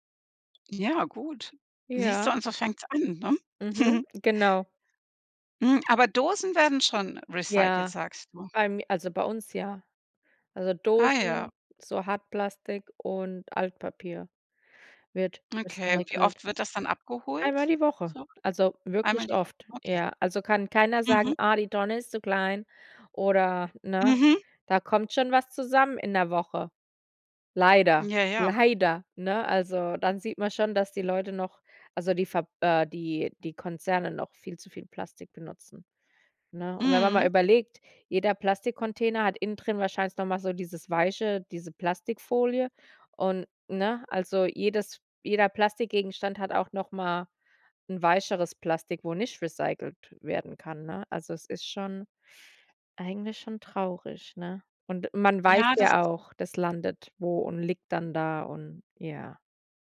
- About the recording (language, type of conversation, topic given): German, podcast, Wie organisierst du die Mülltrennung bei dir zu Hause?
- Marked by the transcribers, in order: other background noise; giggle; put-on voice: "Ah, die Tonne ist zu klein"; stressed: "leider"; stressed: "nicht"